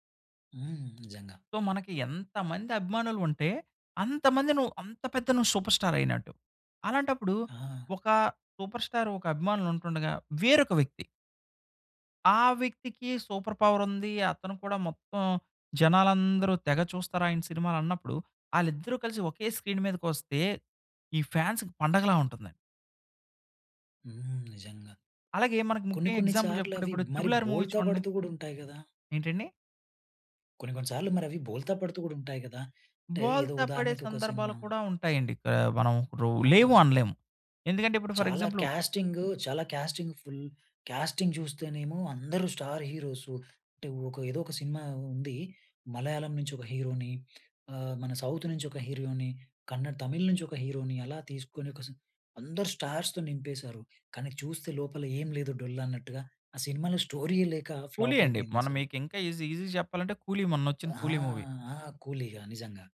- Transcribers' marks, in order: in English: "సో"; in English: "సూపర్ స్టార్"; in English: "సూపర్ స్టార్"; in English: "సూపర్ పవర్"; in English: "స్క్రీన్"; in English: "ఫాన్స్‌కి"; in English: "ఎగ్జాంపుల్"; in English: "ఫర్ ఎగ్జాంపుల్"; in English: "క్యాస్టింగ్"; in English: "క్యాస్టింగ్ ఫుల్ క్యాస్టింగ్"; in English: "స్టార్ హీరోస్"; in English: "సౌత్"; in English: "స్టార్స్‌తో"; in English: "స్టోరీయే"; in English: "ఫ్లాప్"; in English: "మూవీ"
- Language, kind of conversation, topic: Telugu, podcast, స్టార్ పవర్ వల్లే సినిమా హిట్ అవుతుందా, దాన్ని తాత్త్వికంగా ఎలా వివరించొచ్చు?